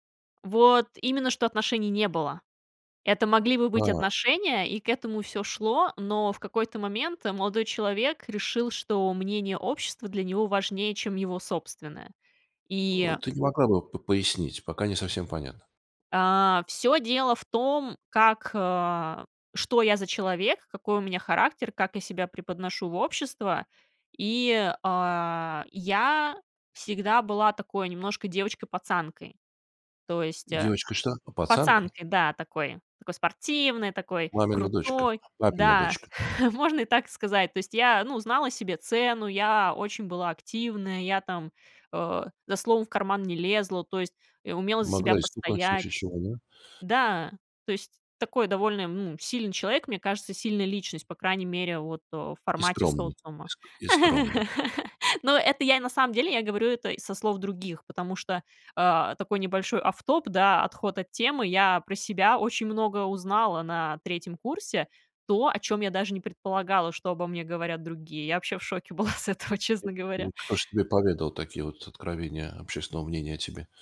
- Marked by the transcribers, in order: other background noise; chuckle; laugh; in English: "off top"; laughing while speaking: "с этого"
- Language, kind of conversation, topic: Russian, podcast, Как понять, что пора заканчивать отношения?
- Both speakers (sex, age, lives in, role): female, 30-34, South Korea, guest; male, 65-69, Estonia, host